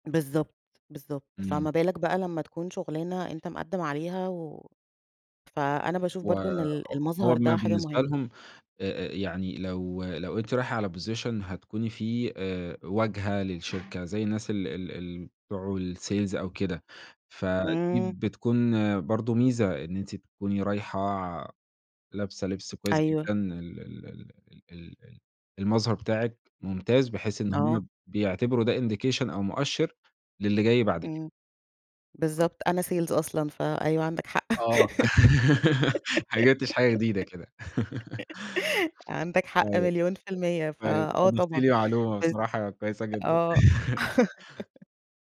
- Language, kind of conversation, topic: Arabic, podcast, إزاي بتحضّر لمقابلات الشغل؟
- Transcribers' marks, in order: in English: "position"; other background noise; in English: "الsales"; tapping; in English: "indication"; unintelligible speech; in English: "sales"; laugh; giggle; laugh; other noise; chuckle; laugh